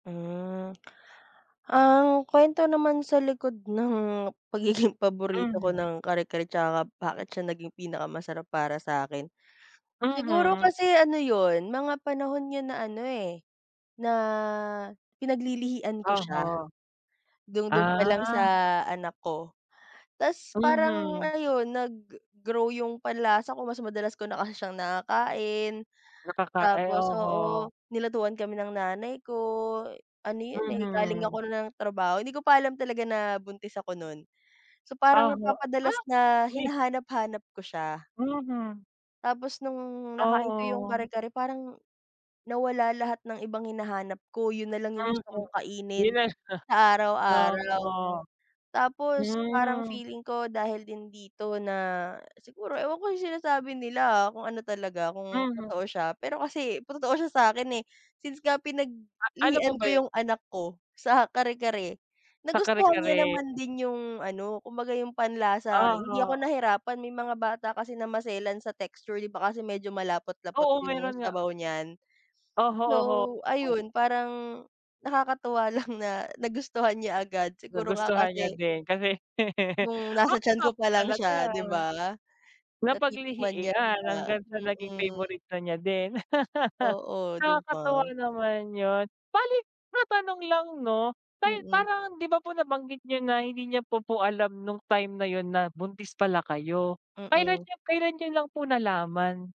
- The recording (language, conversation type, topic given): Filipino, unstructured, Ano ang pinakamasarap na pagkaing natikman mo, at sino ang kasama mo noon?
- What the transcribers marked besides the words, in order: laughing while speaking: "pagiging"; other background noise; tapping; unintelligible speech; chuckle; laugh